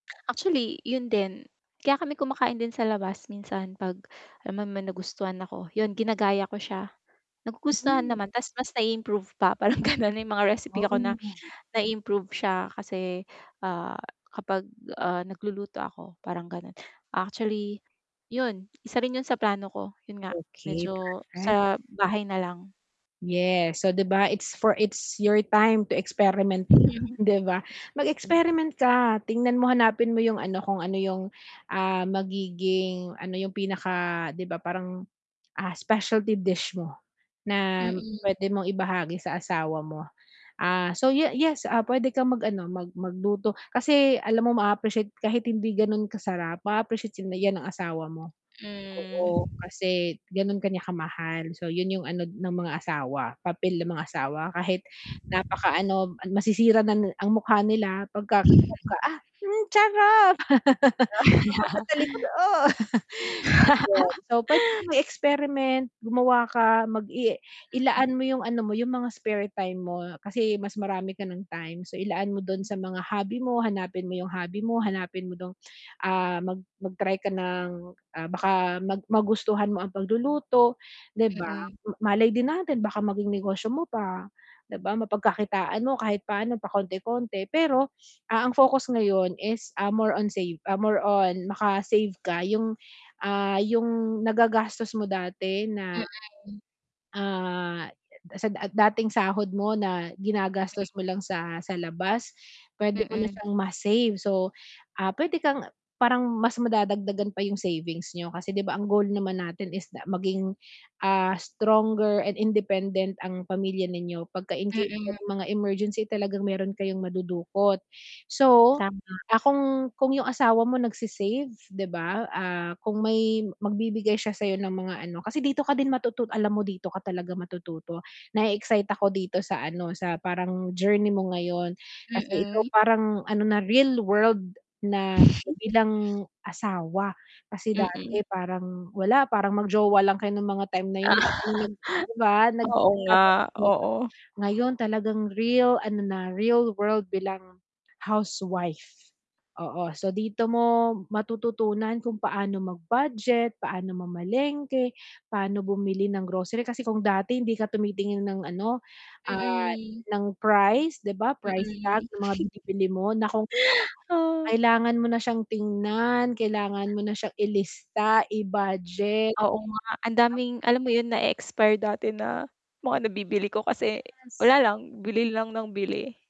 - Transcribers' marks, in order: tapping; distorted speech; static; laughing while speaking: "parang ganun"; in English: "it's your time to experiment"; other background noise; in English: "specialty dish"; wind; unintelligible speech; laugh; "sarap" said as "charap"; laugh; unintelligible speech; laugh; chuckle; chuckle; unintelligible speech; unintelligible speech; chuckle
- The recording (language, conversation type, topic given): Filipino, advice, Paano ko mapaplano ang mga gastusin upang mas maging matatag ang aming pamilya?